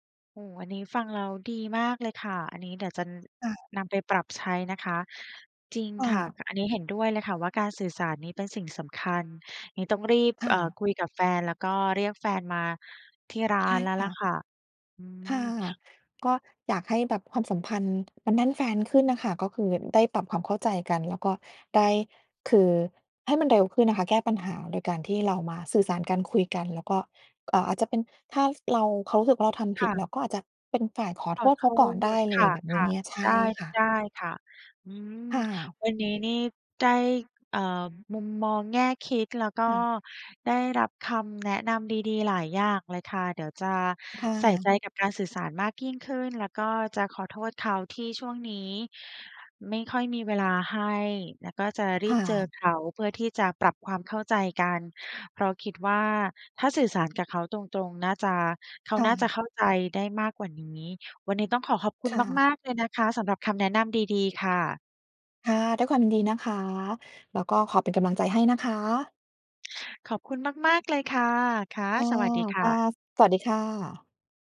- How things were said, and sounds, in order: none
- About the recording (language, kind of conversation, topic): Thai, advice, ความสัมพันธ์ส่วนตัวเสียหายเพราะทุ่มเทให้ธุรกิจ